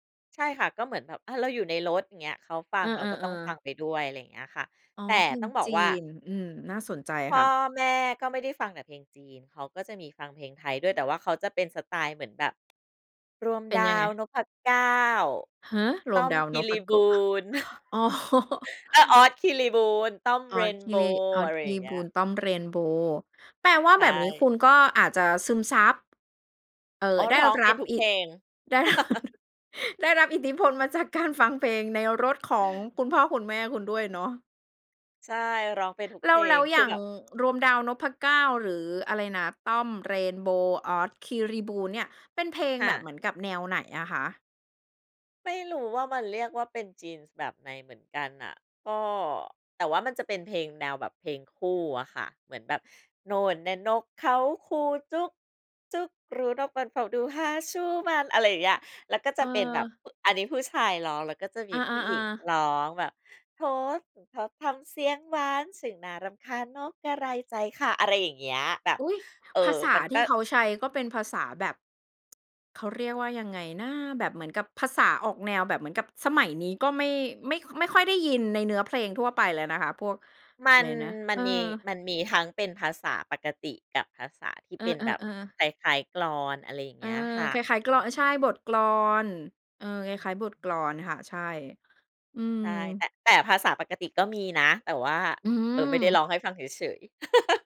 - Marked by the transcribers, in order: other background noise; "นพเก้า" said as "นพโกะ"; chuckle; laughing while speaking: "อ๋อ"; chuckle; laughing while speaking: "ร"; chuckle; in English: "Genes"; singing: "โน่นแน่ะนกเขาคู จุ๊ก จุ๊กกรู นกมันเฝ้าดู หาชู้มัน"; singing: "โถโก่งคอทำเสียงหวาน ช่างน่ารําคาญ นกกระไรใจค่ะ"; tsk; laugh
- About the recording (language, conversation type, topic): Thai, podcast, คุณยังจำเพลงแรกที่คุณชอบได้ไหม?